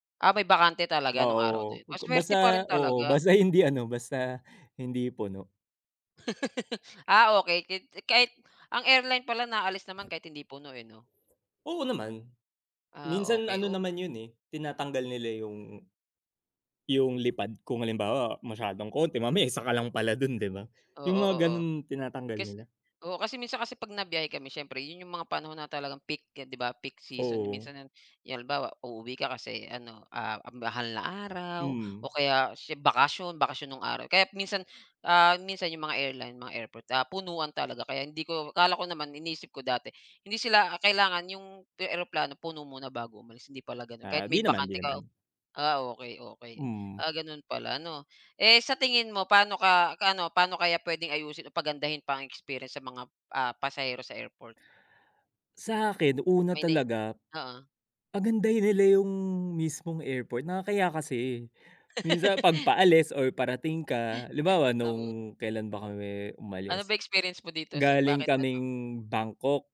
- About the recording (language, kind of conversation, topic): Filipino, unstructured, Ano ang mga bagay na palaging nakakainis sa paliparan?
- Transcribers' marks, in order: laugh; laugh